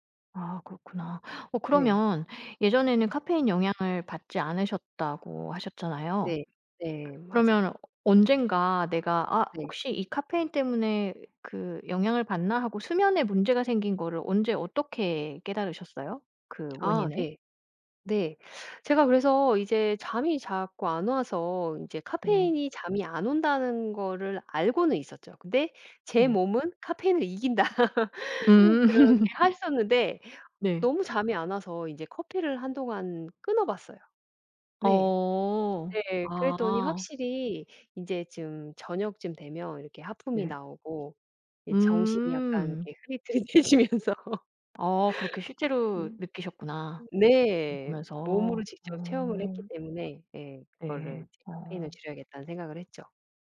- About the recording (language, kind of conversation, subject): Korean, podcast, 편하게 잠들려면 보통 무엇을 신경 쓰시나요?
- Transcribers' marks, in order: other background noise; laugh; laughing while speaking: "흐릿흐릿해지면서"; laugh